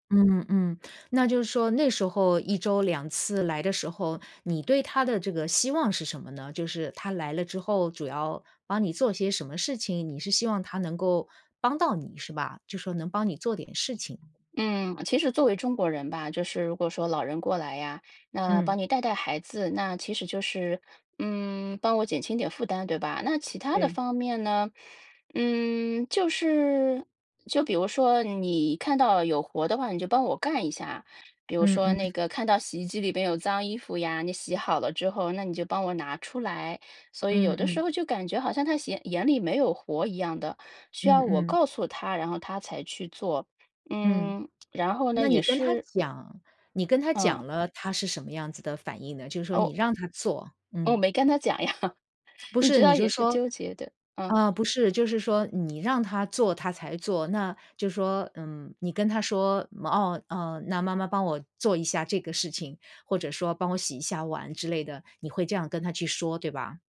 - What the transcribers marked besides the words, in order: other background noise; laughing while speaking: "呀"
- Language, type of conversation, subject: Chinese, advice, 你和婆婆（家婆）的关系为什么会紧张，并且经常发生摩擦？
- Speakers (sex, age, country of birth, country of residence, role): female, 40-44, China, United States, user; female, 55-59, China, United States, advisor